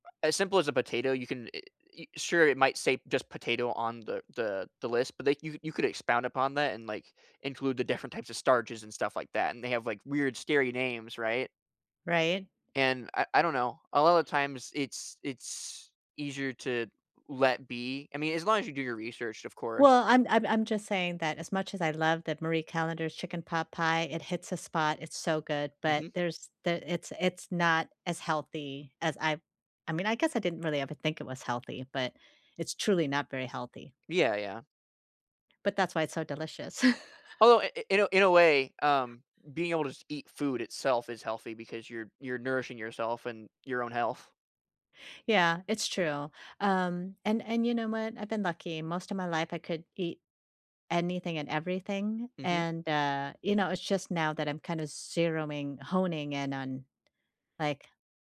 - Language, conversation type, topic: English, unstructured, What is your favorite cozy, healthy comfort meal, and what memories or rituals make it special?
- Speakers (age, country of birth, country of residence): 18-19, United States, United States; 55-59, Vietnam, United States
- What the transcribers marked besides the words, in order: other background noise; chuckle; tapping